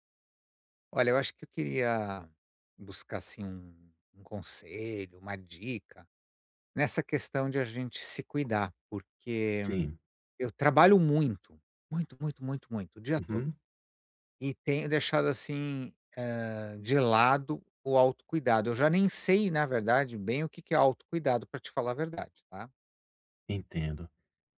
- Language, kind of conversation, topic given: Portuguese, advice, Como posso reservar tempo regular para o autocuidado na minha agenda cheia e manter esse hábito?
- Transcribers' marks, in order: none